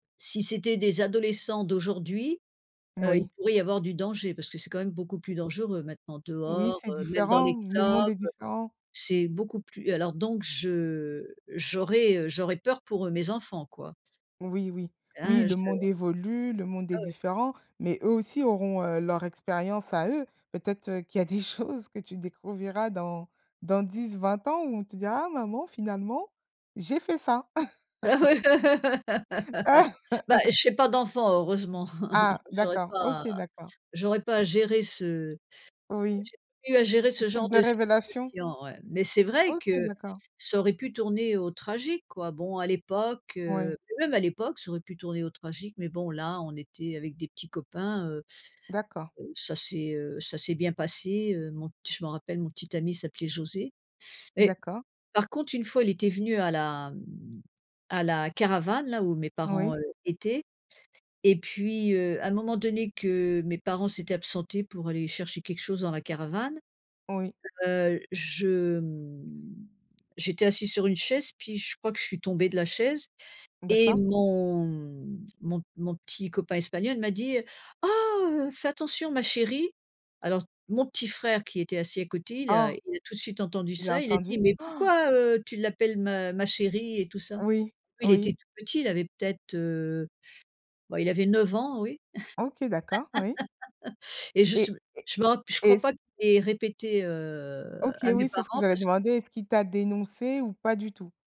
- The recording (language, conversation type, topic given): French, podcast, Peux-tu raconter un souvenir drôle lié à une tradition familiale ?
- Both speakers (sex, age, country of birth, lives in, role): female, 35-39, France, France, host; female, 65-69, France, United States, guest
- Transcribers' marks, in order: tapping; laugh; chuckle; laugh; drawn out: "heu"